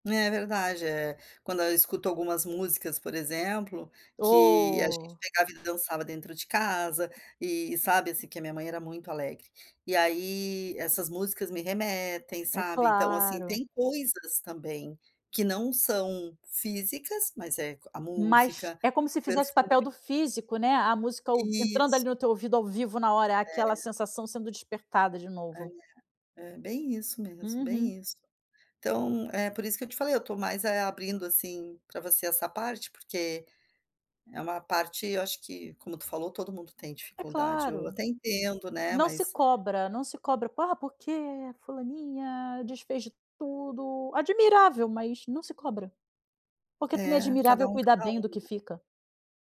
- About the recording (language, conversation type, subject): Portuguese, advice, Como posso me desapegar de objetos com valor sentimental?
- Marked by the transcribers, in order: drawn out: "Oh"; door; tapping; put-on voice: "ah, porque fulaninha desfez de tudo"